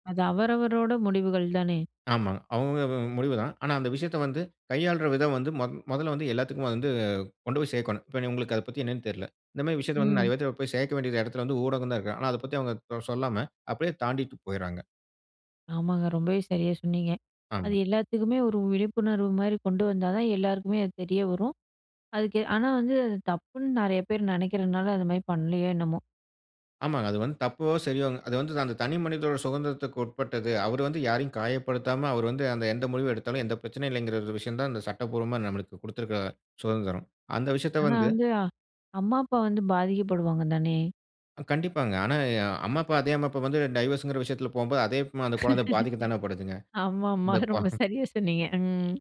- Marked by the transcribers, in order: unintelligible speech; in English: "டைவோர்ஸ்ன்கிற"; chuckle; laughing while speaking: "ஆமாமா ரொம்ப சரியா சொன்னீங்க.ம்"; "விதமா" said as "வித்மா"; chuckle; other background noise
- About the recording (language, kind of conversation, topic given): Tamil, podcast, பிரதிநிதித்துவம் ஊடகங்களில் சரியாக காணப்படுகிறதா?